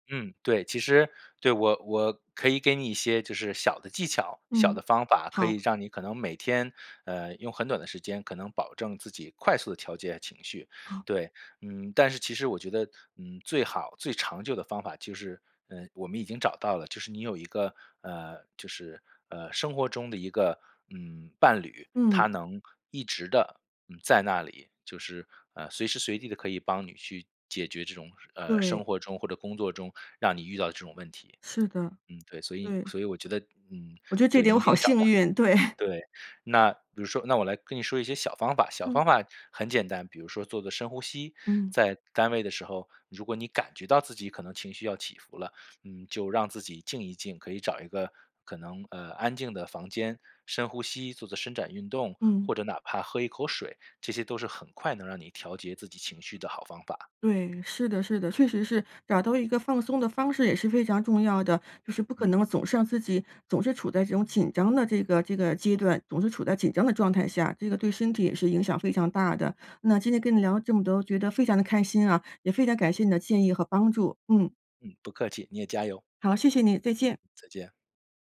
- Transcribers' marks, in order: other background noise; laughing while speaking: "对"
- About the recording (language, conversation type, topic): Chinese, advice, 情绪起伏会影响我的学习专注力吗？